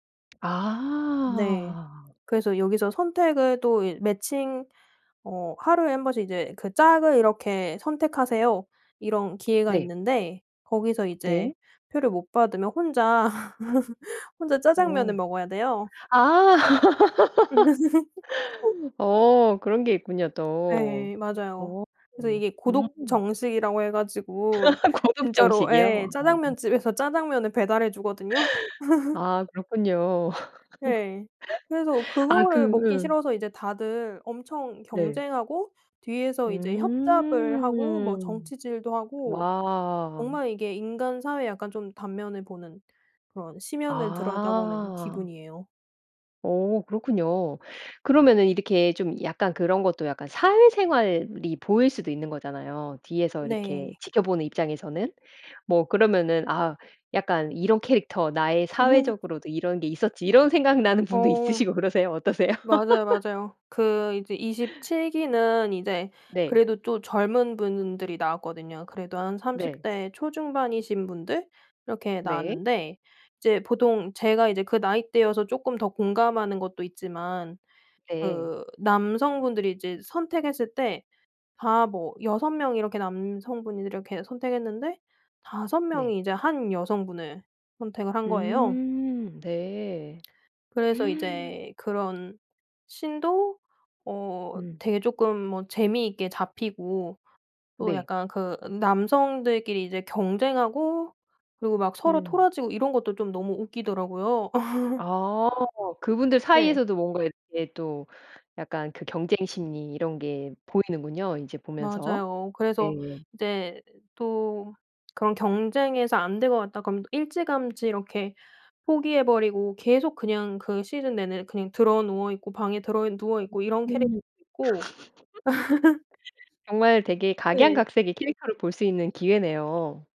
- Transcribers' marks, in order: other background noise; laugh; laugh; tapping; laugh; laughing while speaking: "고독 정식이요?"; laugh; laugh; laugh; laugh; laugh; gasp; in English: "scene도"; laugh; laugh; laugh
- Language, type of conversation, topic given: Korean, podcast, 누군가에게 추천하고 싶은 도피용 콘텐츠는?